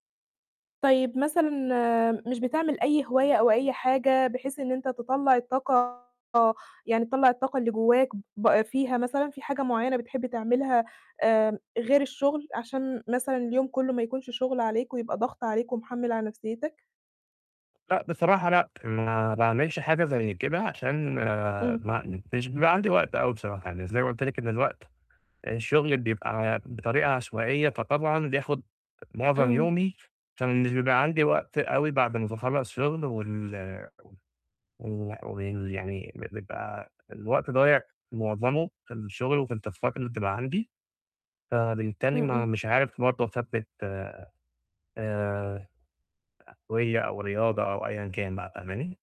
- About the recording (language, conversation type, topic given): Arabic, advice, إزاي أعمل روتين لتجميع المهام عشان يوفّرلي وقت؟
- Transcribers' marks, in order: distorted speech; in English: "التاسكات"; unintelligible speech